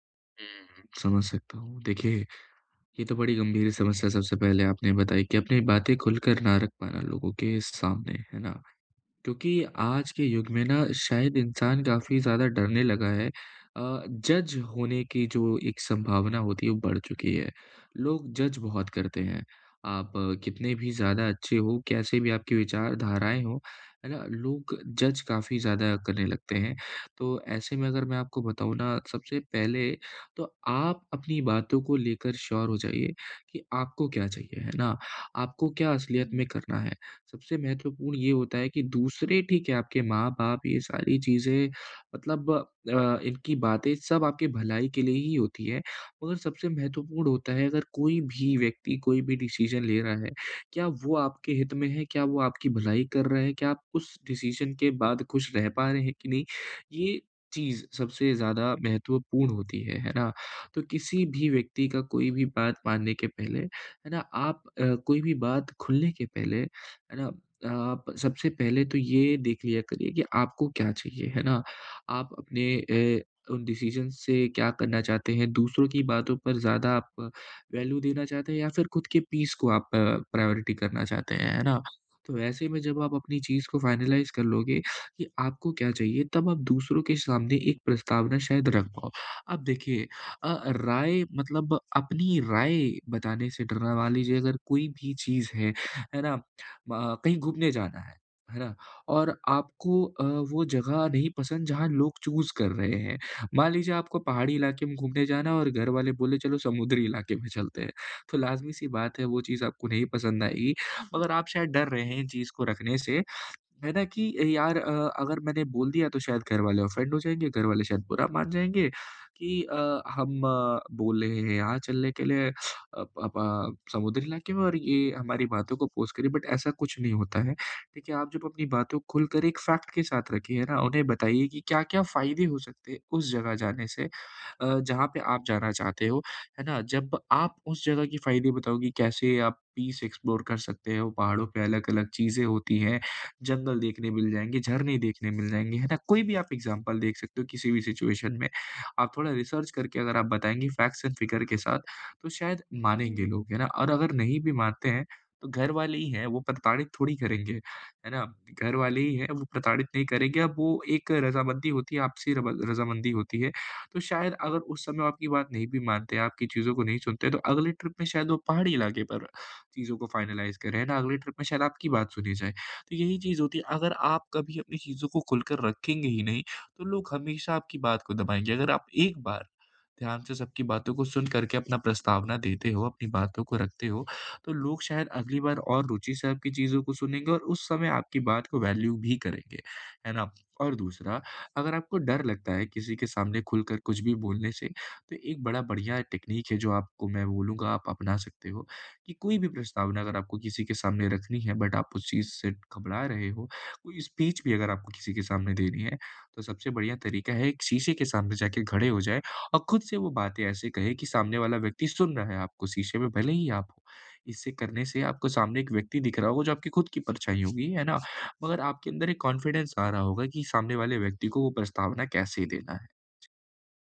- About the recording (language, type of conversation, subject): Hindi, advice, क्या आपको दोस्तों या परिवार के बीच अपनी राय रखने में डर लगता है?
- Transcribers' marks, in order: in English: "जज"; in English: "जज"; in English: "जज"; in English: "श्योर"; tapping; in English: "डिसीज़न"; in English: "डिसीज़न"; in English: "डिसिज़न्स"; in English: "वैल्यू"; in English: "पीस"; in English: "प्रायॉरिटी"; in English: "फ़ाइनलाइज़"; in English: "चूज़"; in English: "ऑफेन्ड"; in English: "ऑपोज़"; in English: "बट"; in English: "फ़ैक्ट"; in English: "पीस एक्सप्लोर"; other background noise; in English: "एग्ज़ाम्पल"; in English: "सिचुएशन"; in English: "रिसर्च"; in English: "फ़ैक्ट्स एण्ड फिगर"; in English: "फ़ाइनलाइज़"; in English: "ट्रिप"; in English: "वैल्यू"; in English: "टेक्नीक"; in English: "बट"; in English: "स्पीच"; in English: "कॉन्फिडेंस"